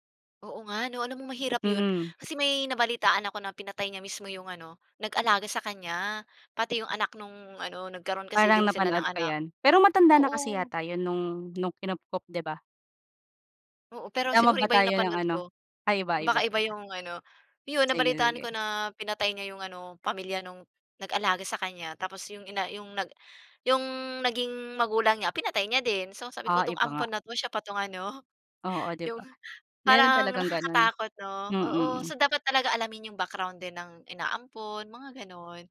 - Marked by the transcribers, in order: wind; other background noise
- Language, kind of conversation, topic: Filipino, unstructured, Ano ang pinakakinatatakutan mong mangyari sa kinabukasan mo?